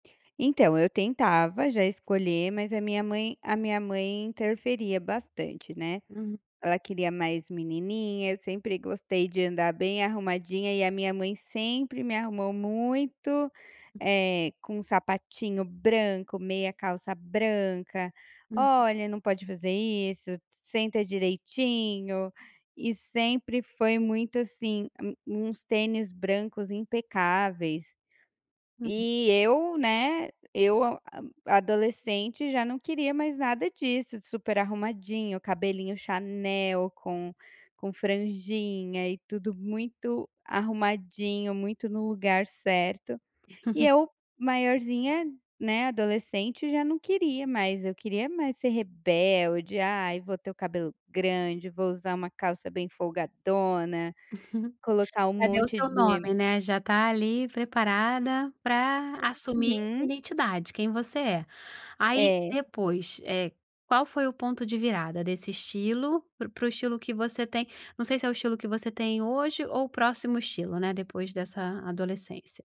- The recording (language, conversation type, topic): Portuguese, podcast, Me conta como seu estilo mudou ao longo dos anos?
- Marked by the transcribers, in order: tapping; chuckle; laugh